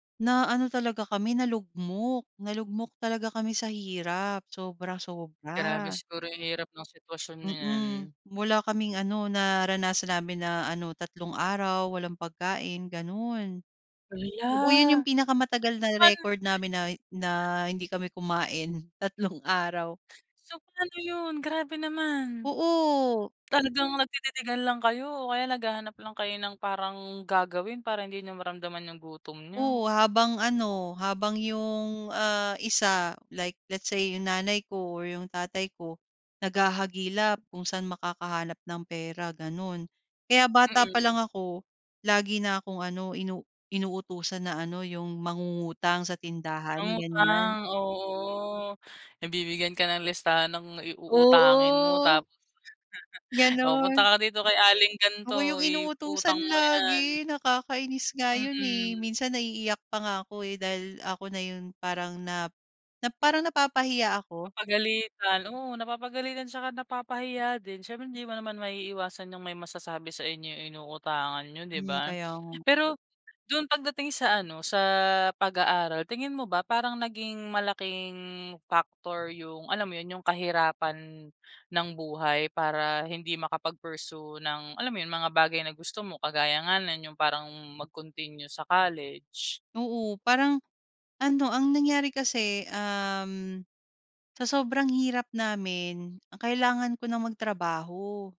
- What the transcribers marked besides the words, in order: tapping; other background noise; chuckle
- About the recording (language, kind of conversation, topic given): Filipino, podcast, Paano mo hinaharap ang pressure ng mga inaasahan sa pag-aaral?